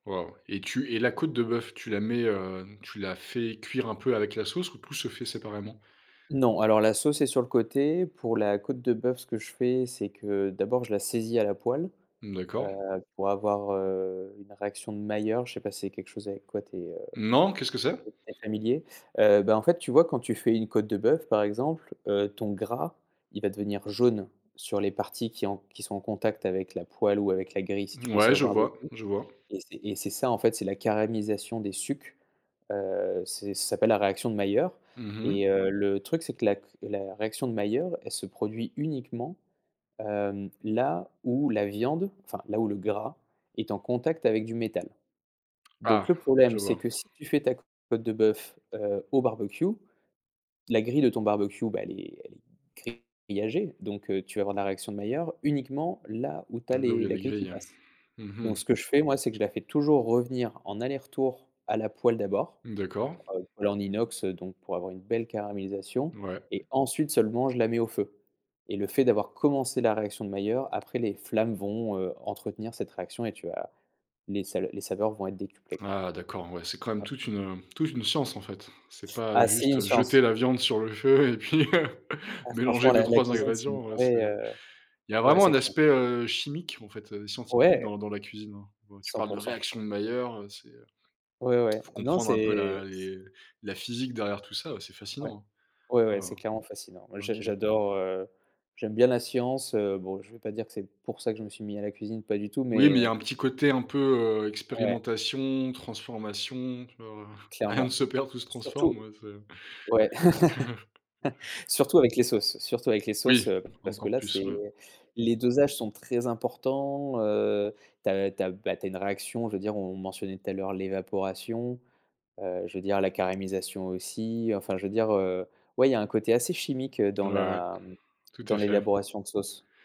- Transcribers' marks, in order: stressed: "gras"; stressed: "ensuite"; tapping; laugh; stressed: "réaction"; other background noise; chuckle
- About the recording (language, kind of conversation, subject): French, podcast, As-tu une astuce pour rattraper une sauce ratée ?
- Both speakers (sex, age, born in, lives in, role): male, 30-34, France, France, guest; male, 30-34, France, France, host